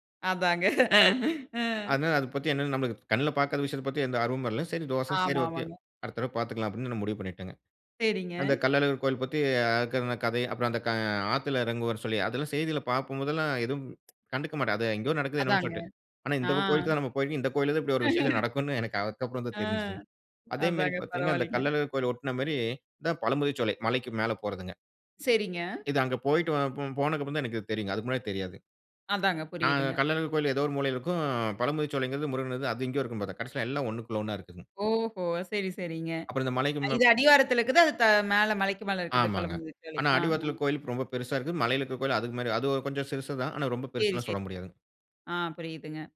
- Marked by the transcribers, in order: chuckle; laugh
- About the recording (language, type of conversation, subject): Tamil, podcast, சுற்றுலாவின் போது வழி தவறி அலைந்த ஒரு சம்பவத்தைப் பகிர முடியுமா?